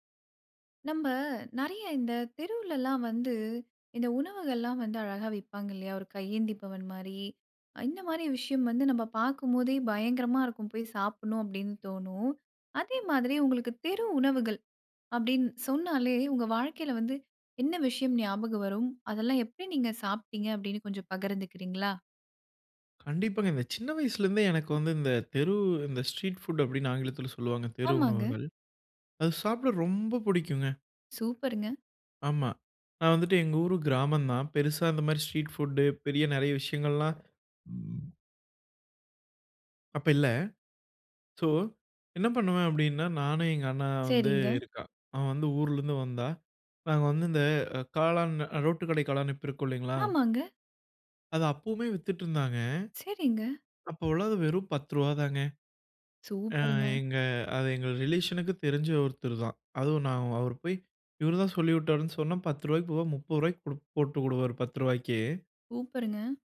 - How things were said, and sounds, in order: other background noise; in English: "ஸ்ட்ரீட் ஃபுட்"; in English: "ஸ்ட்ரீட் ஃபுட்டு"; tapping; in English: "ரிலேஷன்‌க்கு"
- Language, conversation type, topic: Tamil, podcast, அங்குள்ள தெரு உணவுகள் உங்களை முதன்முறையாக எப்படி கவர்ந்தன?